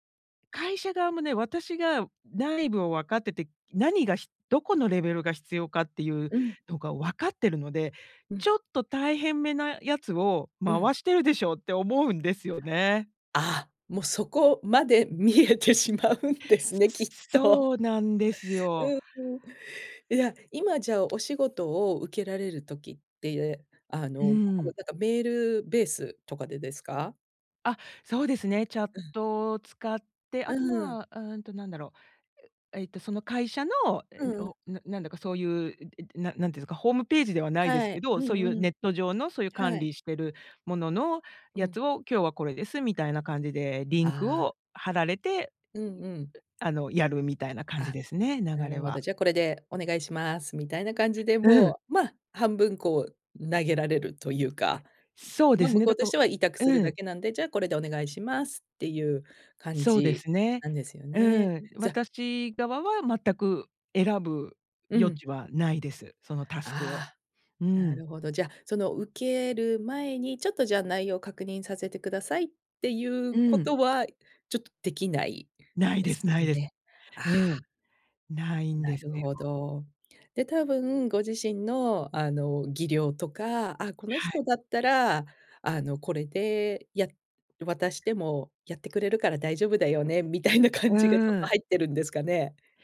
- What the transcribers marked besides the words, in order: laughing while speaking: "見えてしまうんですね、きっと"; other background noise; laughing while speaking: "みたいな感じが"
- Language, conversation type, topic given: Japanese, advice, ストレスの原因について、変えられることと受け入れるべきことをどう判断すればよいですか？